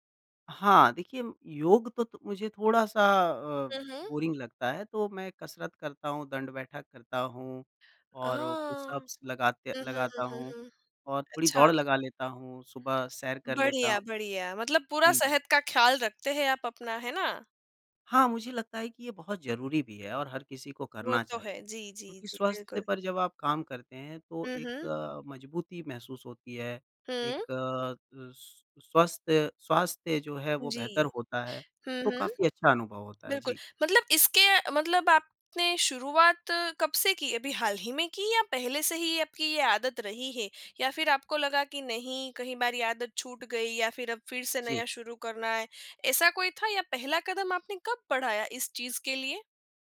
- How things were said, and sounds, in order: in English: "बोरिंग"
- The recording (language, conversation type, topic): Hindi, podcast, नई आदत बनाते समय आप खुद को प्रेरित कैसे रखते हैं?